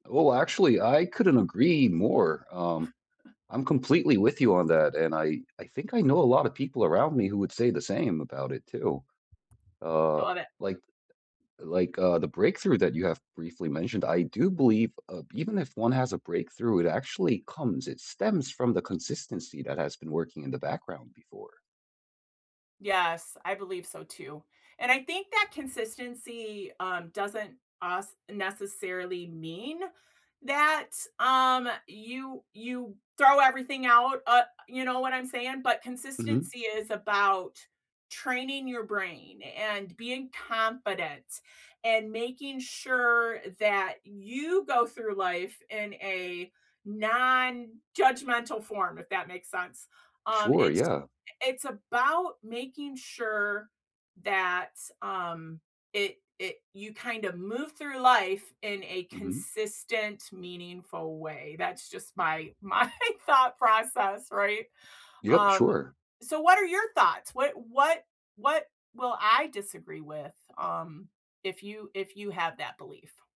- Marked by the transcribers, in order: chuckle; tapping; other background noise; stressed: "you"; laughing while speaking: "my thought"
- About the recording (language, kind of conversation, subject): English, unstructured, What is one belief you hold that others might disagree with?